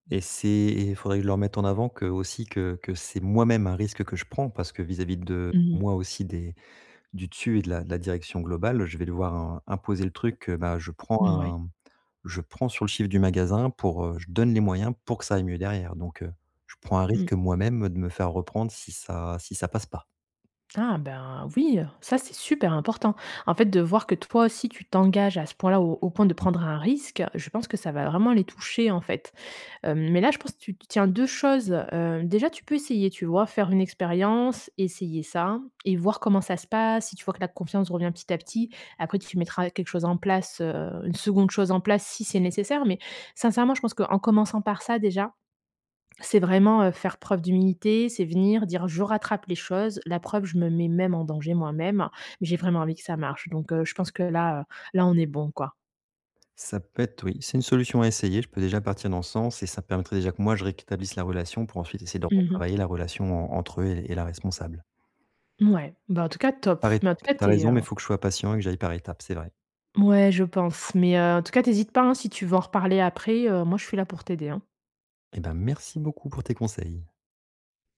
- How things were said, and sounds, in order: stressed: "risque"; "rétablisse" said as "réqtablisse"; other background noise
- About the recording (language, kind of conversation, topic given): French, advice, Comment regagner la confiance de mon équipe après une erreur professionnelle ?